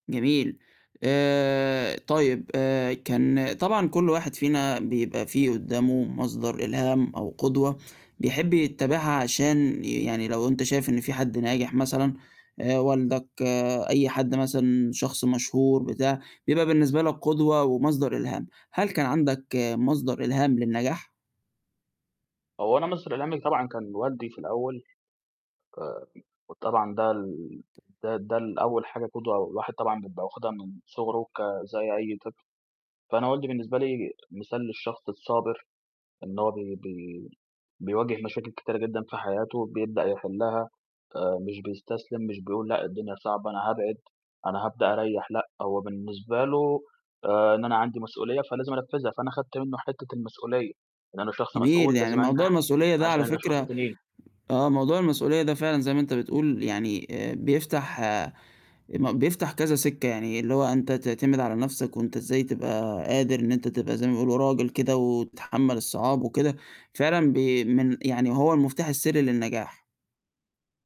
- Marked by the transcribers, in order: unintelligible speech; tapping
- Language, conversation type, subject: Arabic, podcast, إزاي بتعرّف النجاح في حياتك؟
- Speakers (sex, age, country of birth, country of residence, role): male, 20-24, Egypt, Egypt, guest; male, 20-24, United Arab Emirates, Egypt, host